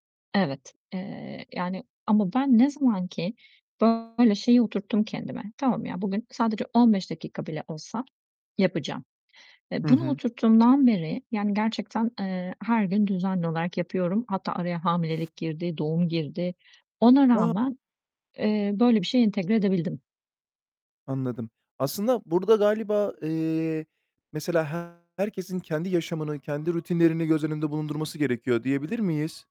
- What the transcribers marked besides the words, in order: distorted speech; tapping; other background noise
- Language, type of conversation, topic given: Turkish, podcast, Alışkanlık oluştururken küçük adımların önemi nedir, örnek verebilir misin?